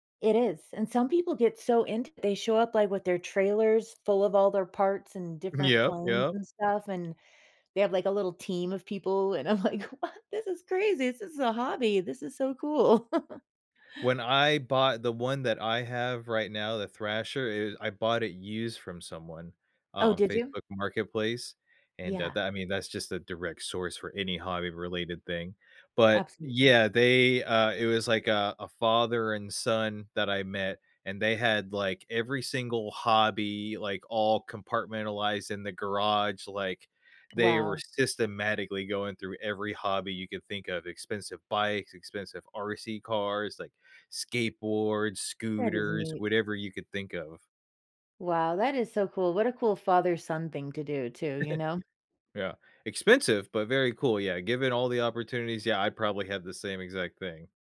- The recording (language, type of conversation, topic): English, unstructured, What keeps me laughing instead of quitting when a hobby goes wrong?
- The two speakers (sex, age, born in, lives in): female, 45-49, United States, United States; male, 35-39, United States, United States
- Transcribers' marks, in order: laughing while speaking: "And I'm like, What?"; chuckle; chuckle